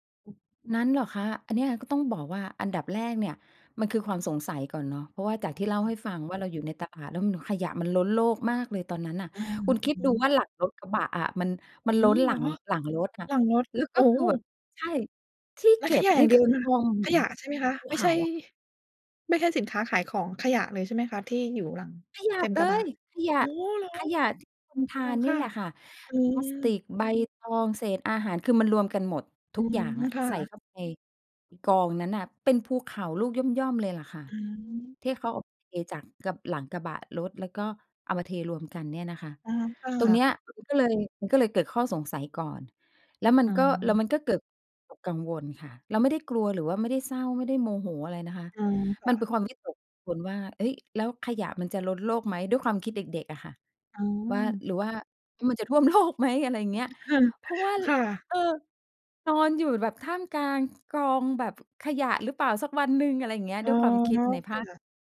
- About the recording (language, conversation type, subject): Thai, podcast, อะไรคือประสบการณ์ที่ทำให้คุณเริ่มใส่ใจสิ่งแวดล้อมมากขึ้น?
- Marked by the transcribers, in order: tapping; other background noise; laughing while speaking: "โลก"